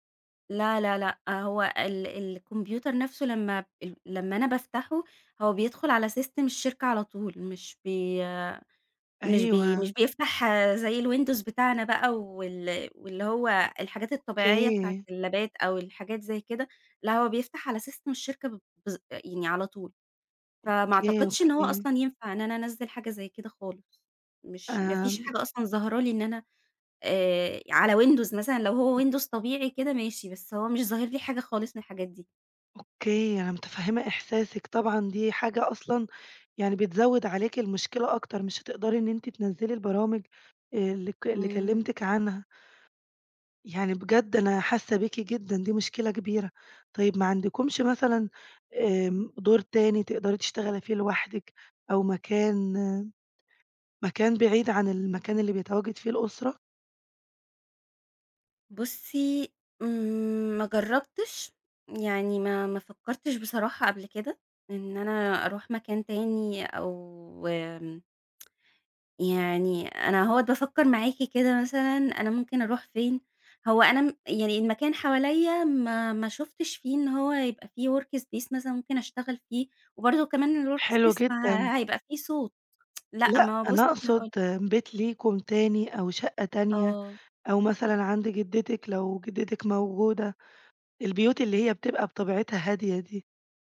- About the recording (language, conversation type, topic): Arabic, advice, إزاي المقاطعات الكتير في الشغل بتأثر على تركيزي وبتضيع وقتي؟
- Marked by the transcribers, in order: in English: "سيستم"; in English: "اللابات"; in English: "سيستم"; unintelligible speech; tsk; in English: "workspace"; in English: "الworkspace"; tsk